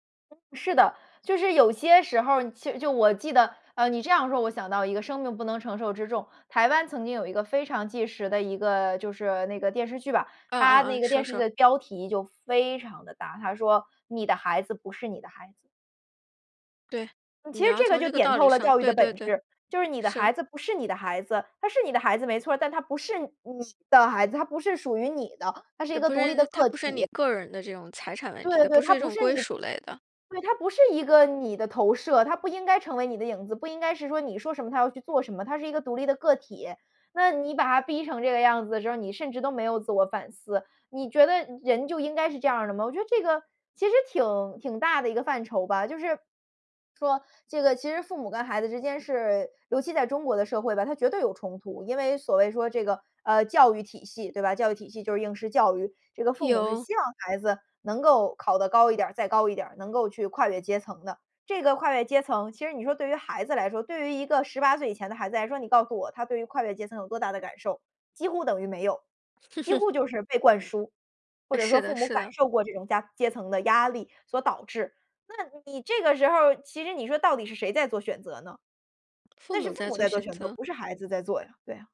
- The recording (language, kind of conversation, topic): Chinese, podcast, 爸妈对你最大的期望是什么?
- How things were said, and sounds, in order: other background noise; stressed: "你的"; chuckle